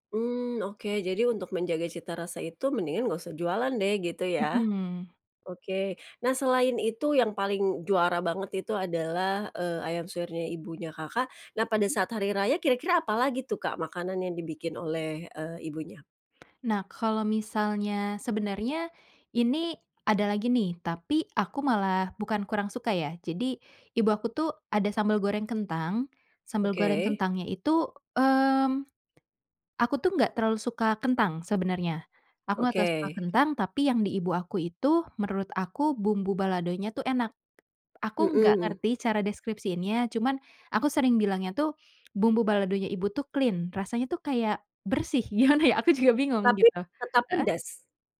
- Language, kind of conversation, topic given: Indonesian, podcast, Apa tradisi makanan yang selalu ada di rumahmu saat Lebaran atau Natal?
- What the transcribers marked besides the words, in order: tapping; in English: "clean"; laughing while speaking: "Gimana ya"